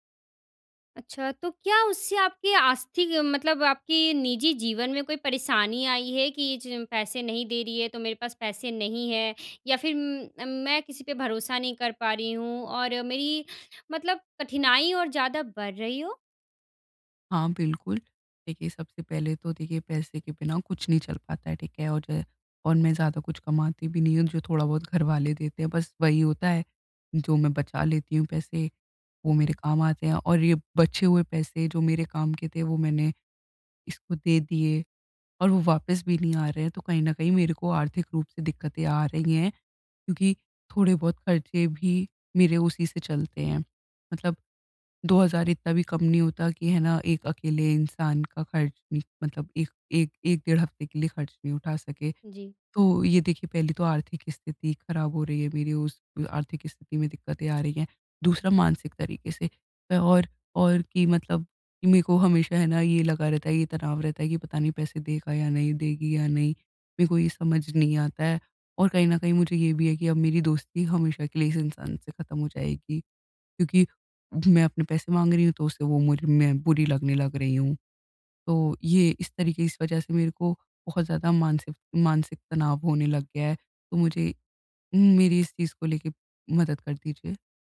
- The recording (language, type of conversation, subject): Hindi, advice, किसी पर भरोसा करने की कठिनाई
- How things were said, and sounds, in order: none